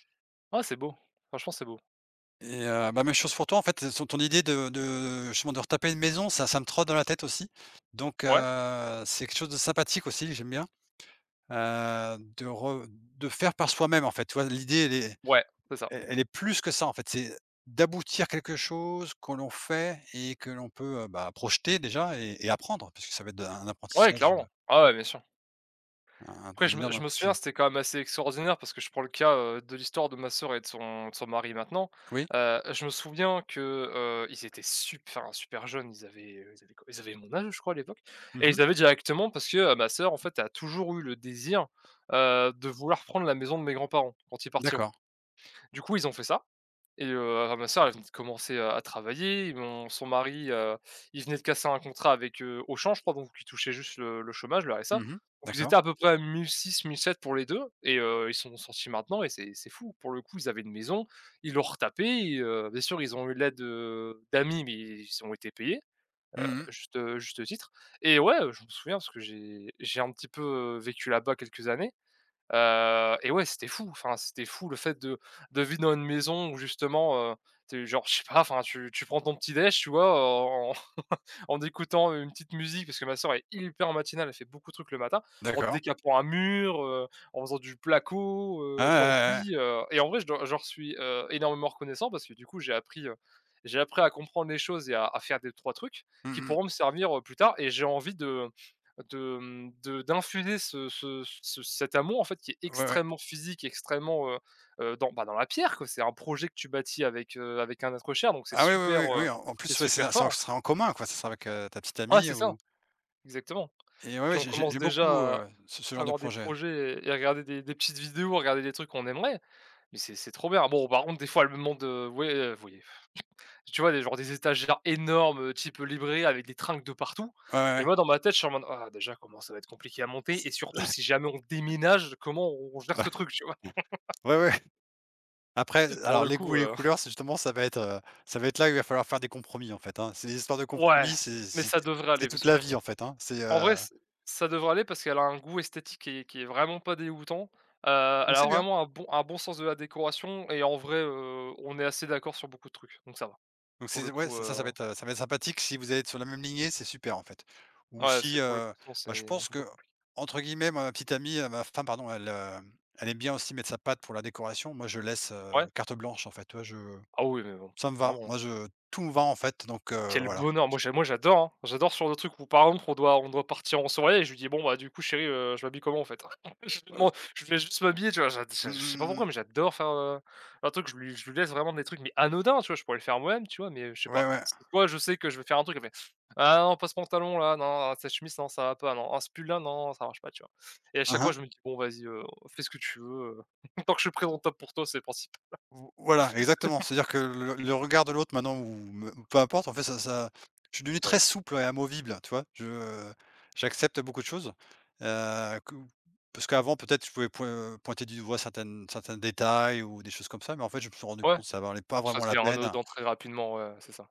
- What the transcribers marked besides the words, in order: tapping; other background noise; chuckle; stressed: "hyper"; stressed: "extrêmement"; stressed: "énormes"; chuckle; stressed: "déménage"; laughing while speaking: "Ouais. Ouais, ouais"; chuckle; laughing while speaking: "Pour le coup"; chuckle; chuckle; unintelligible speech; stressed: "anodins"; chuckle; laughing while speaking: "tant que je suis présentable pour toi c'est le principal"; chuckle
- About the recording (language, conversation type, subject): French, unstructured, Quels rêves aimerais-tu réaliser dans les dix prochaines années ?